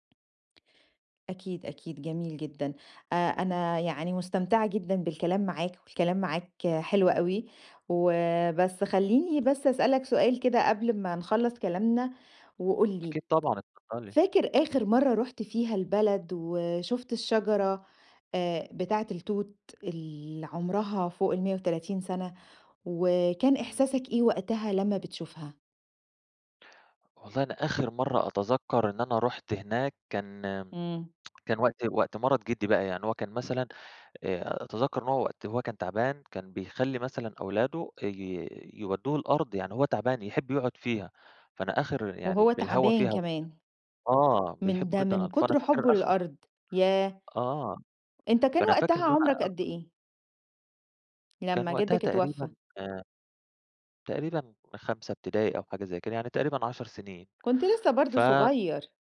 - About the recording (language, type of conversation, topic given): Arabic, podcast, فيه نبتة أو شجرة بتحسي إن ليكي معاها حكاية خاصة؟
- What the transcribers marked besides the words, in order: tapping